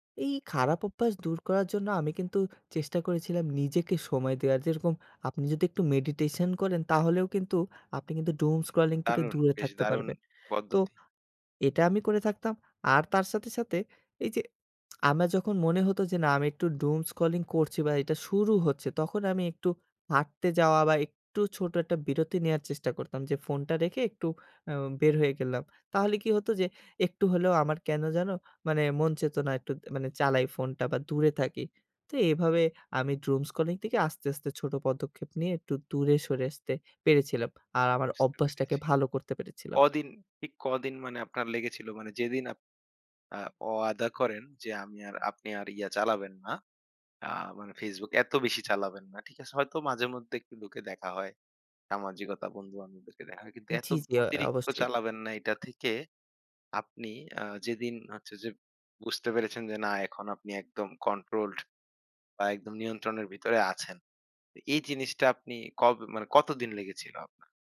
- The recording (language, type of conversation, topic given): Bengali, podcast, ডুমস্ক্রলিং থেকে কীভাবে নিজেকে বের করে আনেন?
- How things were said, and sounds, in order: in English: "doom scrolling"; lip smack; in English: "doom scrolling"; in English: "doom scrolling"